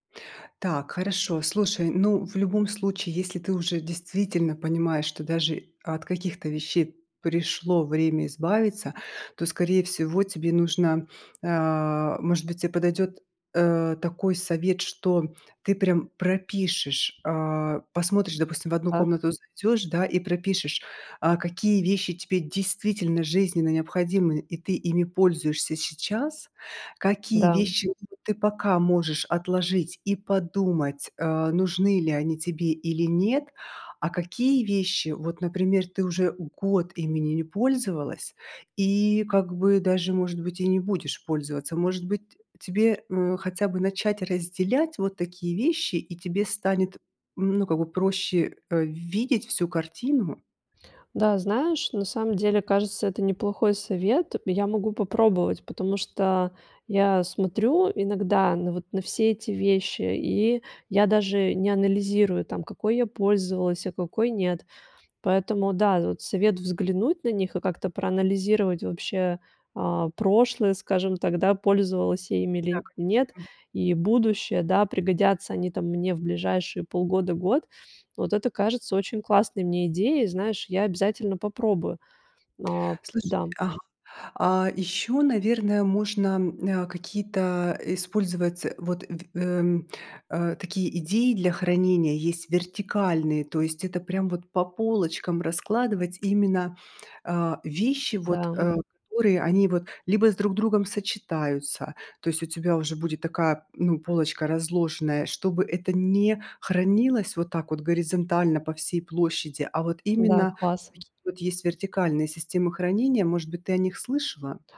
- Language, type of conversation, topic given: Russian, advice, Как справиться с накоплением вещей в маленькой квартире?
- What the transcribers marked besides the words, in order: other background noise